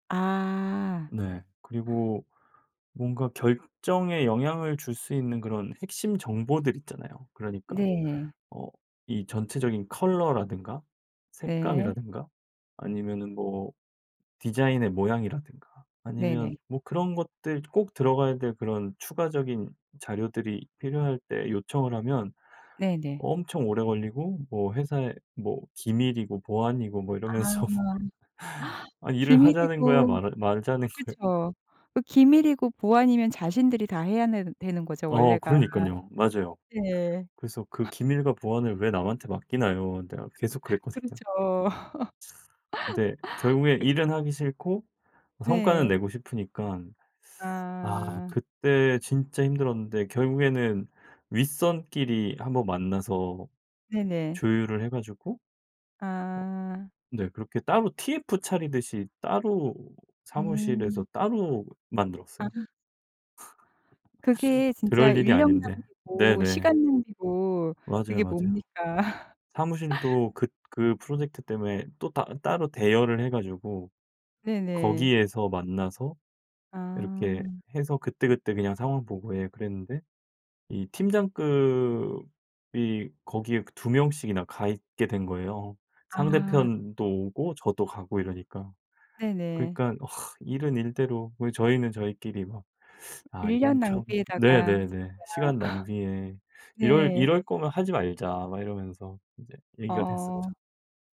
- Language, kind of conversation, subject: Korean, podcast, 협업 과정에서 신뢰를 어떻게 쌓을 수 있을까요?
- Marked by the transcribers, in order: laughing while speaking: "이러면서"; other background noise; gasp; laughing while speaking: "거야?"; laugh; laugh; tapping; laugh; laugh; other noise; teeth sucking; laugh